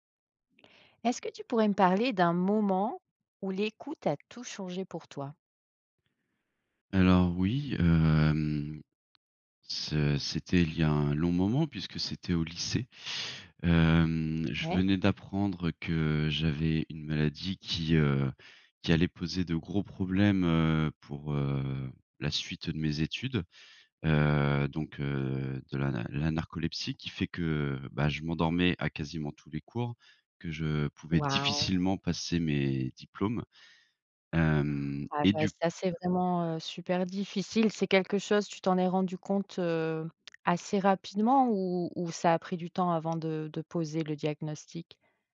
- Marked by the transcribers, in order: drawn out: "hem"; stressed: "difficilement"; other background noise
- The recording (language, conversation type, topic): French, podcast, Quel est le moment où l’écoute a tout changé pour toi ?